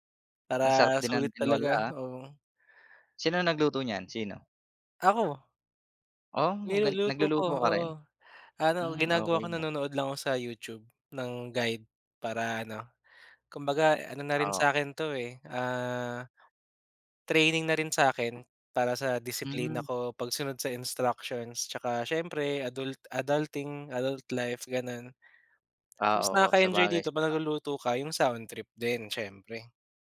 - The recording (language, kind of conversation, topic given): Filipino, unstructured, Ano ang paborito mong kanta, at anong alaala ang kaakibat nito?
- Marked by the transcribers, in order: none